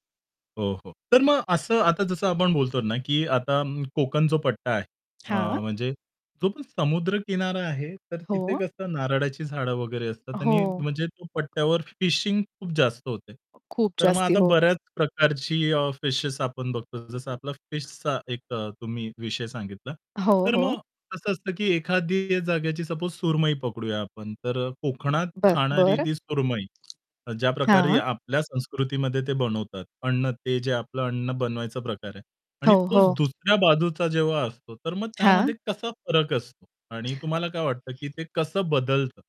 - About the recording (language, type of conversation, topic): Marathi, podcast, वेगवेगळ्या संस्कृतींच्या अन्नाचा संगम झाल्यावर मिळणारा अनुभव कसा असतो?
- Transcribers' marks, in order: other background noise; distorted speech; in English: "सपोज"; tapping; other noise